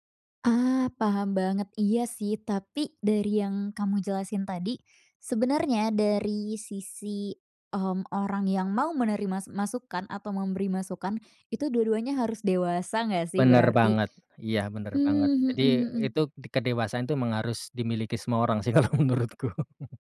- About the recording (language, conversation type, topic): Indonesian, podcast, Bagaimana cara kamu memberi dan menerima masukan tanpa merasa tersinggung?
- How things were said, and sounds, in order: tapping; laughing while speaking: "kalau menurutku"; chuckle